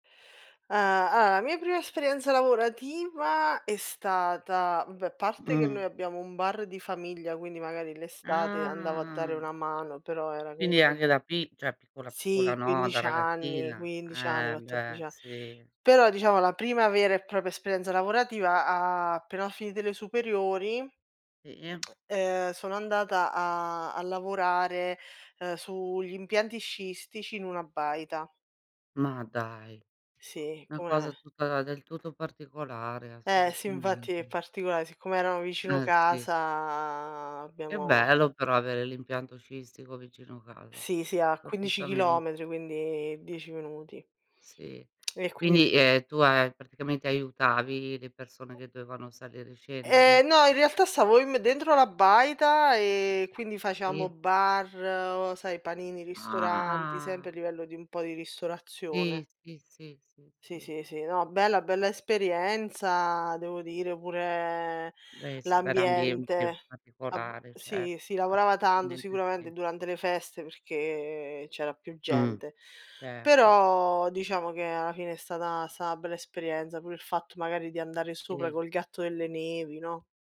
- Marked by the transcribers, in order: other background noise; tapping; drawn out: "Ah"; "cioè" said as "ceh"; drawn out: "appena"; tongue click; drawn out: "casa"; unintelligible speech; tongue click; other noise; drawn out: "Ah"; drawn out: "pure"; drawn out: "perché"; drawn out: "però"
- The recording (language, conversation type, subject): Italian, unstructured, Qual è stata la tua prima esperienza lavorativa?